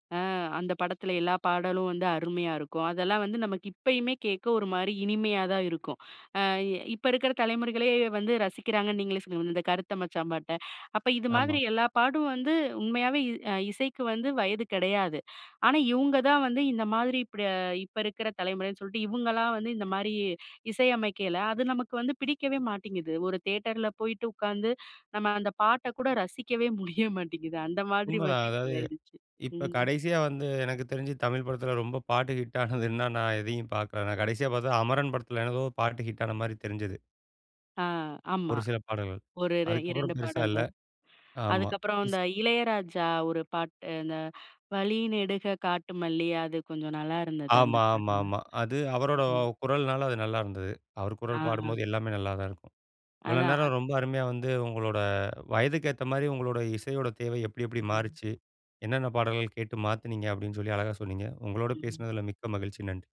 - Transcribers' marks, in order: laughing while speaking: "முடிய மாட்டேங்குது"; laughing while speaking: "ஹிட் ஆனது"; in English: "ஹிட்"; in English: "ஹிட்டான"
- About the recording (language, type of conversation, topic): Tamil, podcast, வயது கூடும்போது உங்கள் இசை ரசனை எப்படி மாறியது?